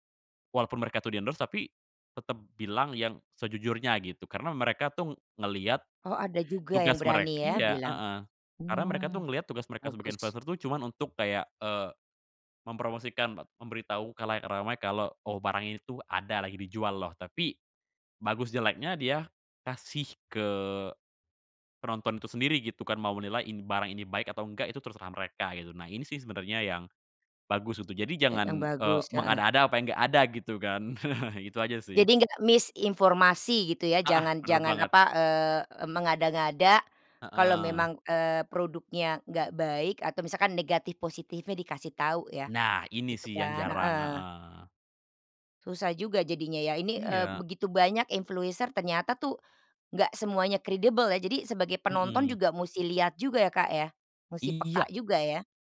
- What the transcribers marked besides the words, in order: in English: "endorse"; chuckle; tapping; in English: "miss"
- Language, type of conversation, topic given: Indonesian, podcast, Bagaimana cara membedakan influencer yang kredibel dan yang tidak?